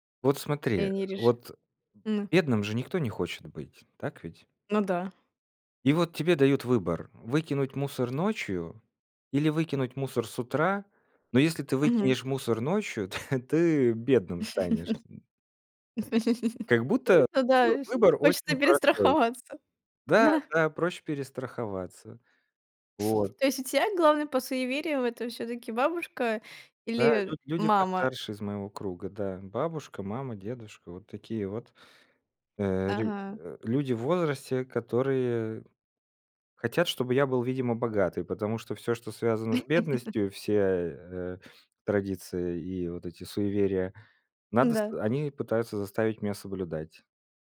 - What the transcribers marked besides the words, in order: tapping; other background noise; laughing while speaking: "то"; laugh; chuckle; unintelligible speech; laughing while speaking: "да"; laugh
- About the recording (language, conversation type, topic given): Russian, podcast, Какие бытовые суеверия до сих пор живы в вашей семье?